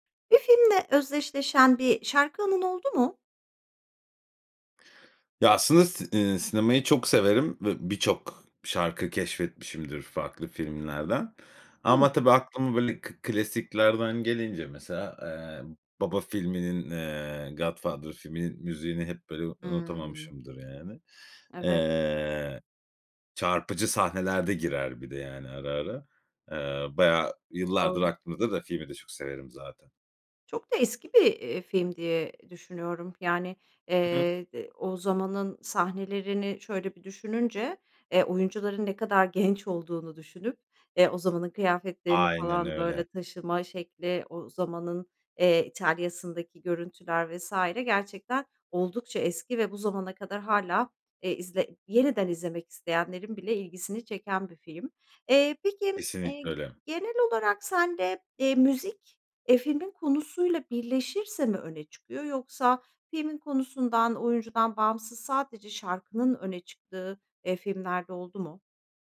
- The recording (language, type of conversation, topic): Turkish, podcast, Bir filmin bir şarkıyla özdeşleştiği bir an yaşadın mı?
- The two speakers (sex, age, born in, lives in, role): female, 45-49, Turkey, Netherlands, host; male, 35-39, Turkey, Spain, guest
- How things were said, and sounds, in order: tapping